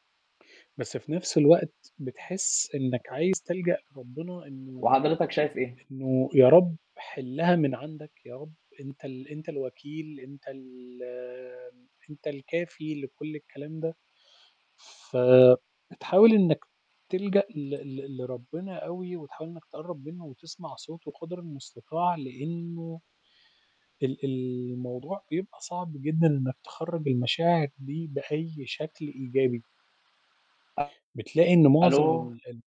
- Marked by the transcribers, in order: mechanical hum; distorted speech
- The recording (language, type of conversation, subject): Arabic, unstructured, إيه رأيك في فكرة الانتقام لما تحس إنك اتظلمت؟